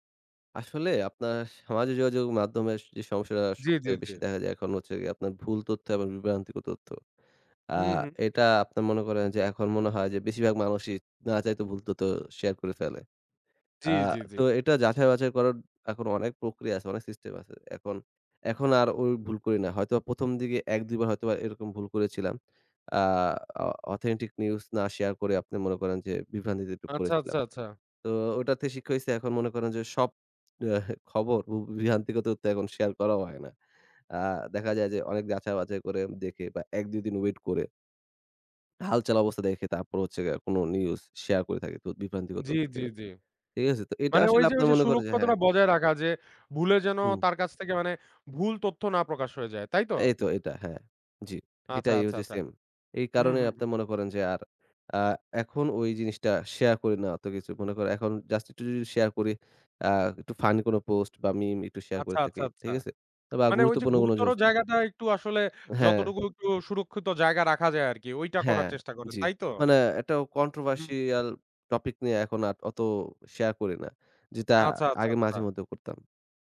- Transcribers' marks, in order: in English: "অথেন্টিক"; in English: "কন্ট্রোভার্সিয়াল টপিক"
- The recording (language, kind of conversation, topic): Bengali, podcast, সামাজিক মিডিয়া আপনার পরিচয়ে কী ভূমিকা রাখে?